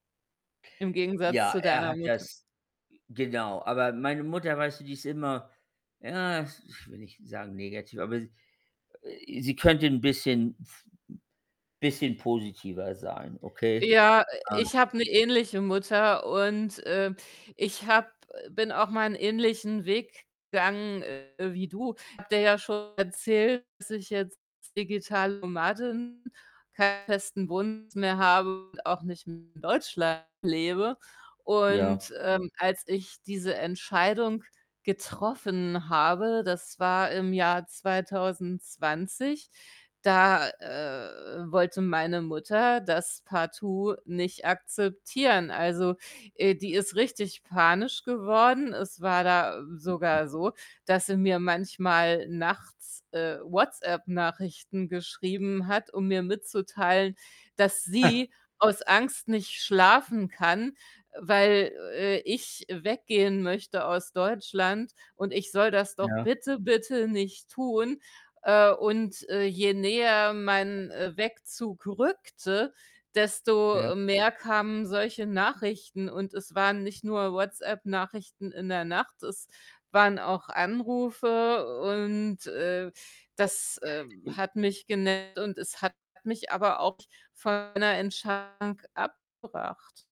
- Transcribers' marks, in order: distorted speech; tapping; chuckle; stressed: "sie"; other background noise; unintelligible speech
- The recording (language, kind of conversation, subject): German, unstructured, Wie gehst du damit um, wenn deine Familie deine Entscheidungen nicht akzeptiert?